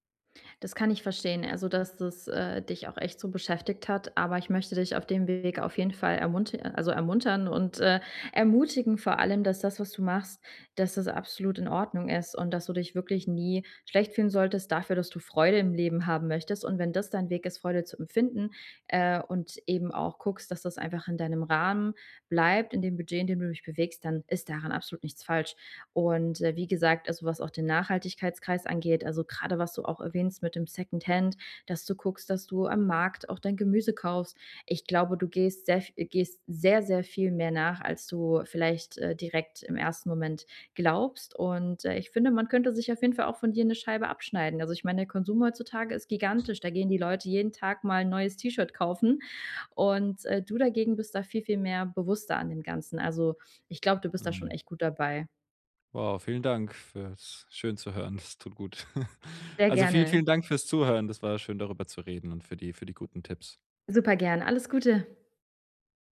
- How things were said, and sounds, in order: other background noise; chuckle
- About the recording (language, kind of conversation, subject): German, advice, Wie kann ich im Alltag bewusster und nachhaltiger konsumieren?